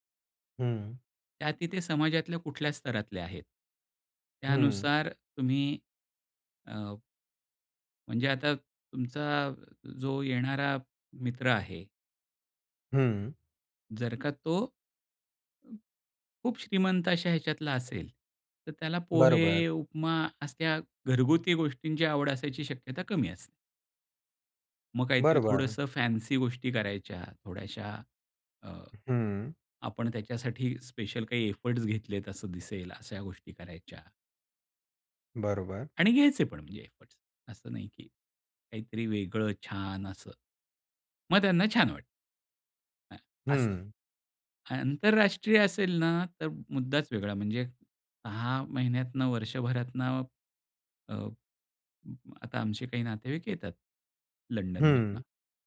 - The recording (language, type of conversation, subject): Marathi, podcast, तुम्ही पाहुण्यांसाठी मेनू कसा ठरवता?
- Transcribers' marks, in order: tapping; other noise; in English: "फॅन्सी"; in English: "एफर्ट्स"; in English: "एफर्ट्स"